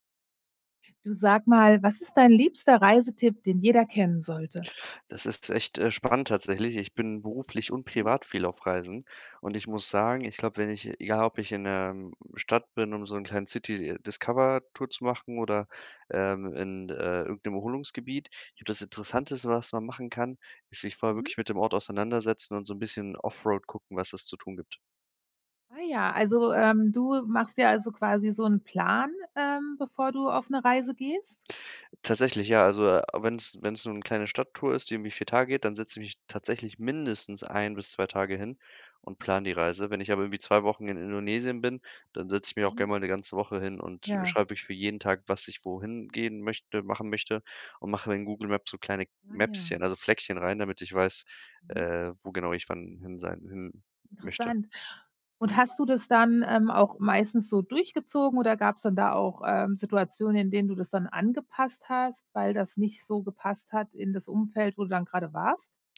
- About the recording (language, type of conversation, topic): German, podcast, Was ist dein wichtigster Reisetipp, den jeder kennen sollte?
- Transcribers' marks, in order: in English: "City-Discover-Tour"; in English: "offroad"